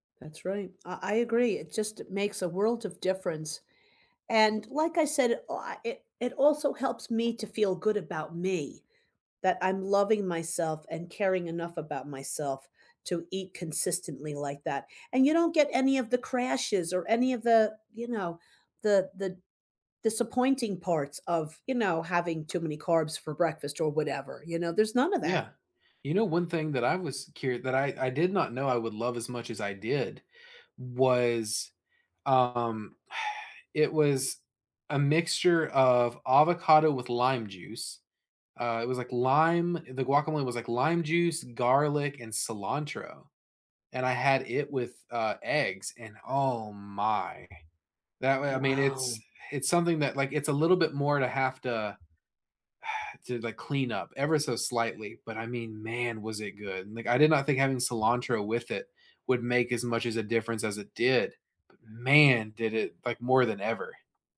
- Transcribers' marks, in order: sigh; sigh
- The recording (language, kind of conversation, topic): English, unstructured, What food could you eat every day without getting bored?
- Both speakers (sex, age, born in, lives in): female, 65-69, United States, United States; male, 20-24, United States, United States